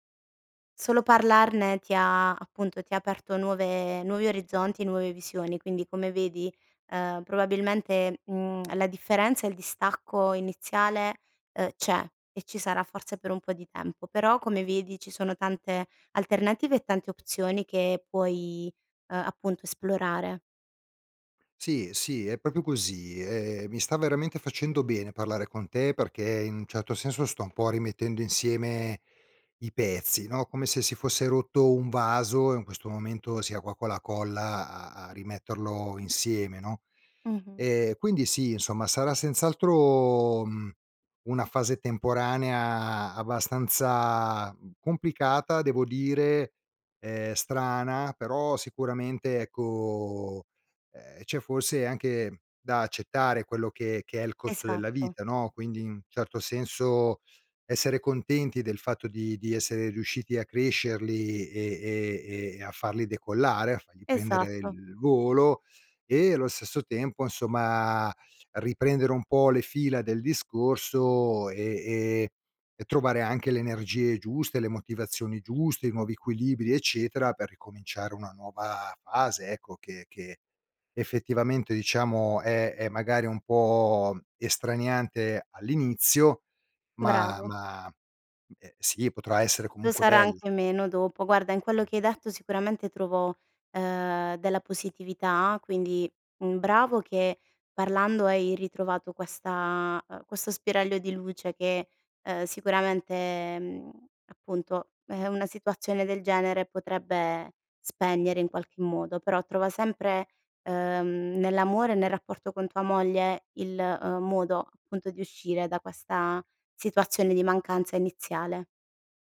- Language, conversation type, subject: Italian, advice, Come ti senti quando i tuoi figli lasciano casa e ti trovi ad affrontare la sindrome del nido vuoto?
- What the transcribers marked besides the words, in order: "proprio" said as "popio"